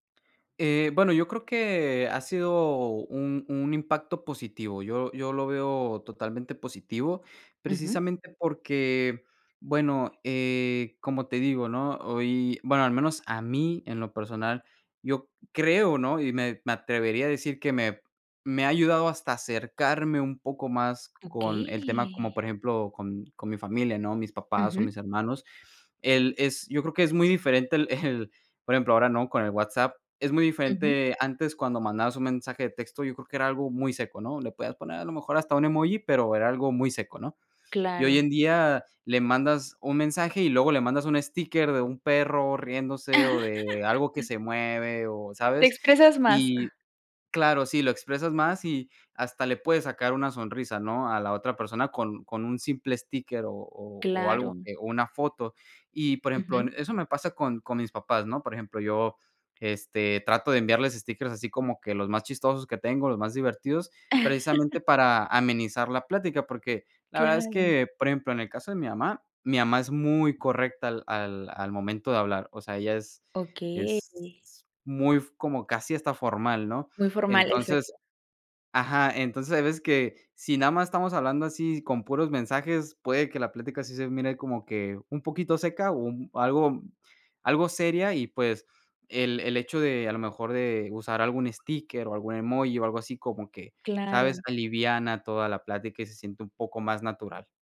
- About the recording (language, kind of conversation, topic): Spanish, podcast, ¿Qué impacto tienen las redes sociales en las relaciones familiares?
- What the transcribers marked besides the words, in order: drawn out: "Okey"; laughing while speaking: "el"; chuckle; other noise; chuckle